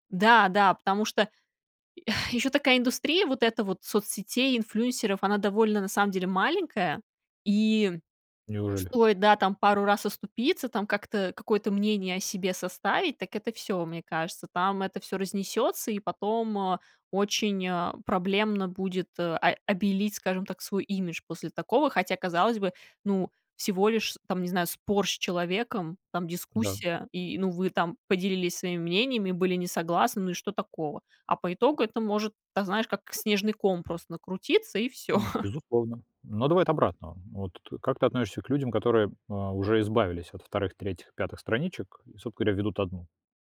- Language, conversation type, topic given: Russian, podcast, Какие границы ты устанавливаешь между личным и публичным?
- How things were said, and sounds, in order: chuckle; other background noise; chuckle